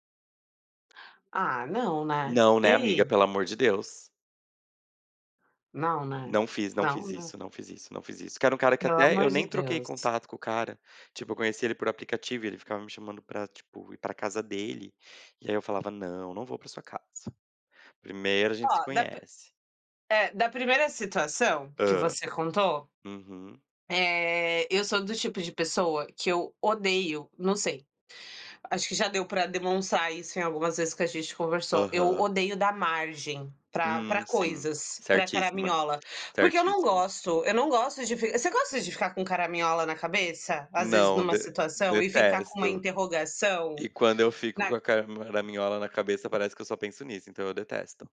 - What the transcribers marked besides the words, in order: tapping; "caraminhola" said as "caramaminhola"
- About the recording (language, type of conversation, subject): Portuguese, unstructured, Como você define um relacionamento saudável?